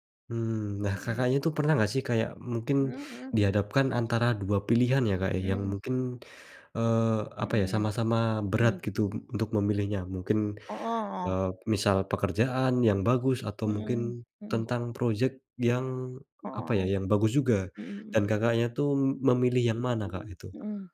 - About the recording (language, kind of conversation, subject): Indonesian, podcast, Bagaimana kamu menyeimbangkan tujuan hidup dan karier?
- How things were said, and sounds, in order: tapping